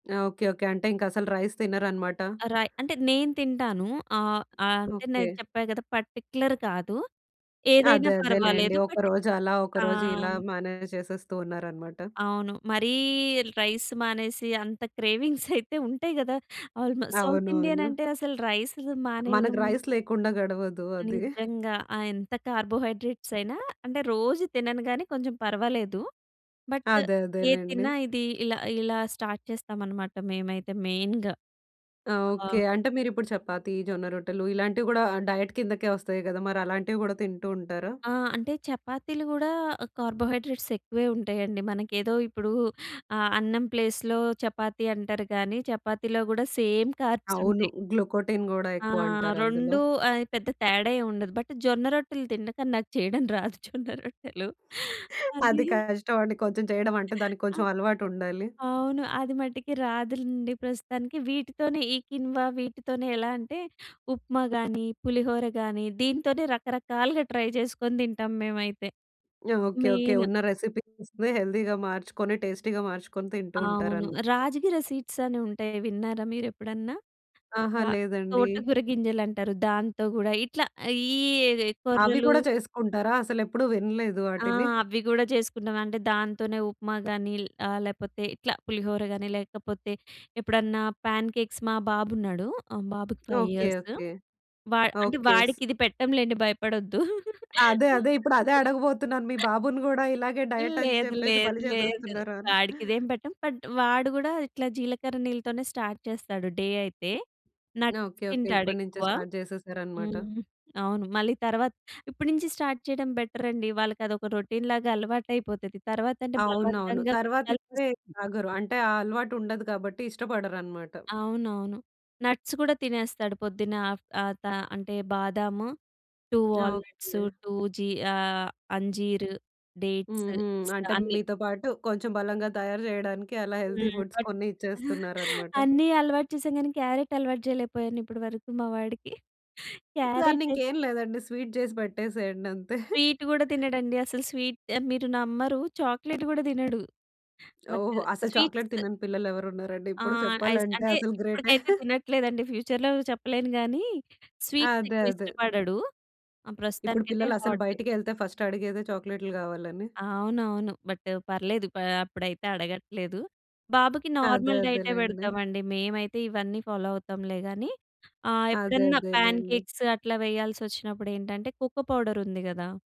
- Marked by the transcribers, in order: in English: "రైస్"; tapping; other background noise; in English: "పర్టిక్యులర్"; in English: "బట్"; in English: "మేనేజ్"; in English: "రైస్"; laughing while speaking: "క్రేవింగ్సయితే ఉంటాయి గదా!"; in English: "రైస్"; in English: "కార్బోహైడ్రేట్స్"; in English: "బట్"; in English: "స్టార్ట్"; in English: "మెయిన్‌గా"; in English: "డైట్"; in English: "కార్బోహైడ్రేట్స్"; in English: "ప్లేస్‌లో"; in English: "సేమ్"; in English: "గ్లుకోటిన్"; in English: "బట్"; laughing while speaking: "రాదు జొన్న రొట్టెలు"; laughing while speaking: "అది కష్టవండి. కొంచెం చెయడమంటే"; other noise; in English: "ట్రై"; in English: "మెయిన్"; in English: "రెసిపీస్‌నే హెల్దీగా"; in English: "టేస్టీగా"; in English: "సీడ్స్"; in English: "ప్యాన్ కేక్స్"; in English: "ఫైవ్ ఇయర్స్"; laugh; in English: "బట్"; in English: "స్టార్ట్"; in English: "డే"; in English: "నట్స్"; in English: "స్టార్ట్"; in English: "స్టార్ట్"; in English: "నట్స్"; lip smack; in English: "టూ వాల్ నట్స్, టూ"; in Persian: "అంజీర్"; in English: "డేట్స్"; in English: "హెల్తీ ఫుడ్స్"; in English: "బట్"; laughing while speaking: "వాడికి"; chuckle; in English: "బట్ స్వీట్స్"; giggle; in English: "ఫ్యూచర్‌లో"; in English: "ఫస్ట్"; in English: "బట్"; in English: "నార్మల్"; in English: "ఫాలో"; in English: "ప్యాన్ కేక్స్"
- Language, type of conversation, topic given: Telugu, podcast, ప్రతి రోజు బలంగా ఉండటానికి మీరు ఏ రోజువారీ అలవాట్లు పాటిస్తారు?